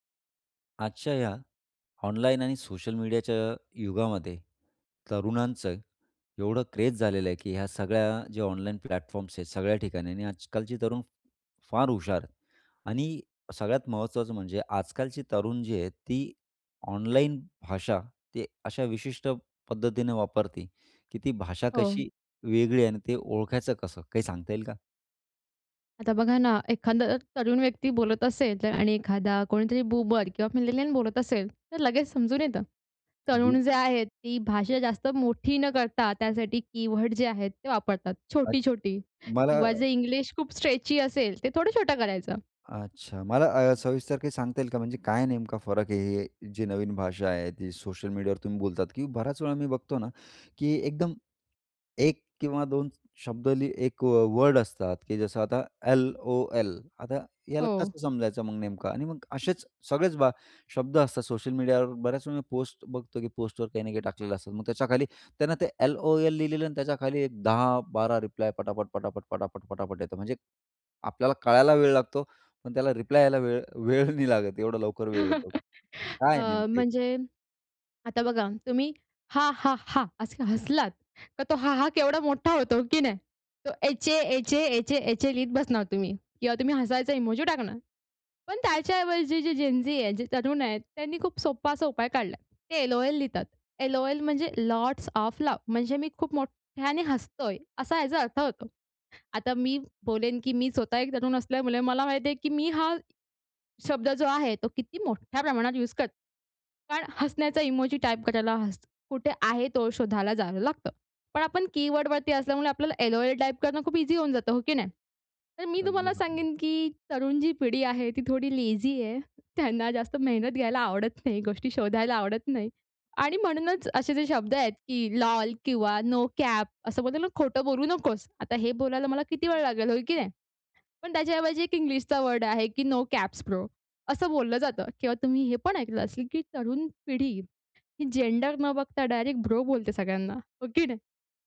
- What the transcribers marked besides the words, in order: in English: "क्रेज"; in English: "प्लॅटफॉर्म्स"; other background noise; in English: "स्ट्रेची"; laughing while speaking: "वेळ नाही लागत"; chuckle; tapping; in English: "लॉट्स ओएफ लाफ"; in English: "कीवर्ड"; in English: "लेझी"; in English: "नो कॅप"; in English: "नो कॅप्स ब्रो"; in English: "जेंडर"; in English: "ब्रो"
- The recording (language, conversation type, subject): Marathi, podcast, तरुणांची ऑनलाइन भाषा कशी वेगळी आहे?